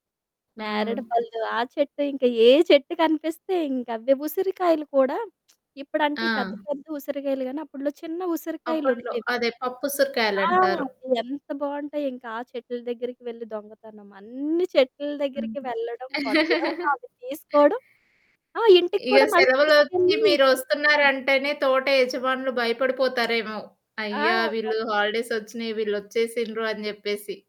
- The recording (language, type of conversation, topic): Telugu, podcast, మీ చిన్నప్పటిలో మీకు అత్యంత ఇష్టమైన ఆట ఏది, దాని గురించి చెప్పగలరా?
- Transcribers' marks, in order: static; lip smack; other background noise; stressed: "అన్ని"; chuckle; distorted speech; in English: "హాలిడేస్"